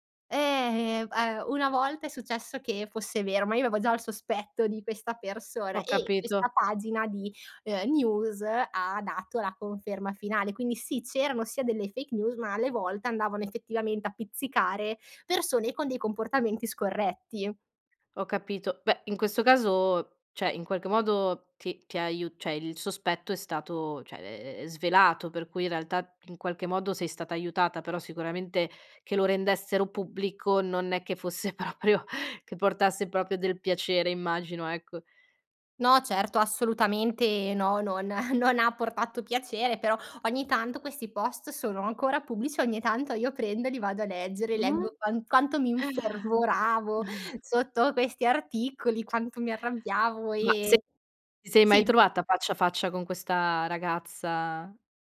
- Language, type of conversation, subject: Italian, podcast, Cosa fai per proteggere la tua reputazione digitale?
- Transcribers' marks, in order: "cioè" said as "ceh"; laughing while speaking: "proprio"; sigh